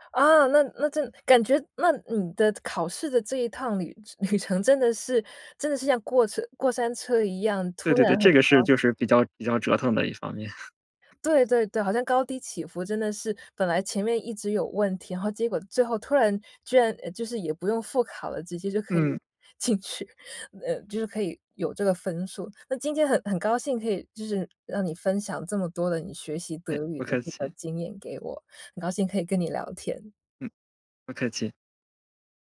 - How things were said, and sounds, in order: laughing while speaking: "旅程"; chuckle; laughing while speaking: "进去"; tapping
- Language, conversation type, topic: Chinese, podcast, 你能跟我们讲讲你的学习之路吗？
- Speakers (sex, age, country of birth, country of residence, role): female, 35-39, China, United States, host; male, 35-39, China, Germany, guest